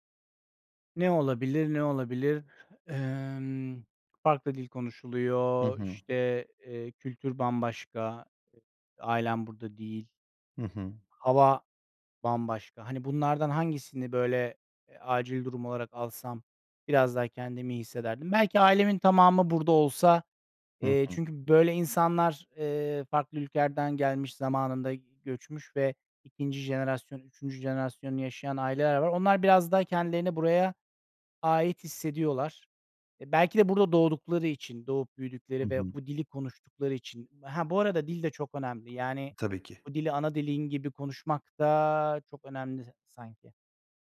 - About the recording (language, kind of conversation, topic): Turkish, podcast, Bir yere ait olmak senin için ne anlama geliyor ve bunu ne şekilde hissediyorsun?
- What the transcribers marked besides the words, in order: other background noise